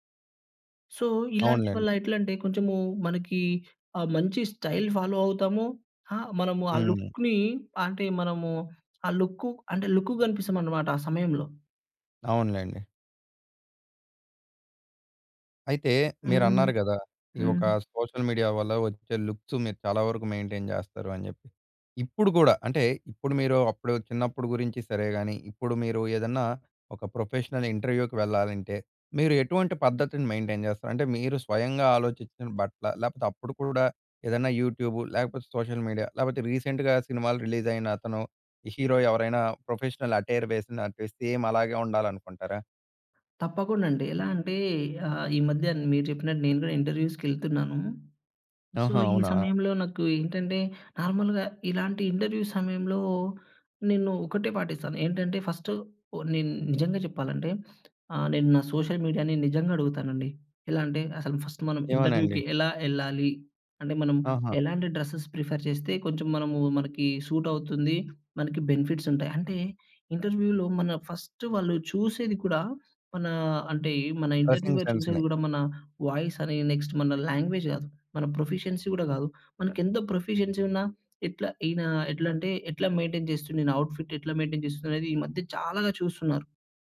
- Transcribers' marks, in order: in English: "సో"; in English: "స్టైల్ ఫాలో"; in English: "లుక్‌నీ"; in English: "సోషల్ మీడియా"; in English: "లుక్స్"; in English: "మెయిన్‌టైన్"; in English: "ప్రొఫెషనల్ ఇంటర్‌వ్యూ‌కి"; in English: "మెయిన్‌టైన్"; in English: "సోషల్ మీడియా"; in English: "రీసెంట్‌గా"; in English: "ప్రొఫెషనల్ అటైర్"; in English: "సేమ్"; other background noise; in English: "సో"; in English: "నార్మల్‍గా"; in English: "ఇంటర్‌వ్యూ"; in English: "సోషల్ మీడియాని"; in English: "ఫస్ట్"; in English: "ఇంటర్‌వ్యూ‌కి"; in English: "డ్రసెస్ ప్రిఫర్"; in English: "ఇంటర్‌వ్యూ‌లో"; in English: "ఫస్ట్"; in English: "ఇంటర్‌వ్యూ‌లో"; in English: "నెక్స్ట్"; in English: "డ్రెస్సింగ్ సెన్స్‌ని"; in English: "లాంగ్వేజ్"; in English: "ప్రొఫిషియన్సీ"; in English: "ప్రొఫిషియన్సీ"; in English: "మెయిన్‌టైన్"; in English: "మెయిన్‌టైన్"
- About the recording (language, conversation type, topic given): Telugu, podcast, సోషల్ మీడియా మీ లుక్‌పై ఎంత ప్రభావం చూపింది?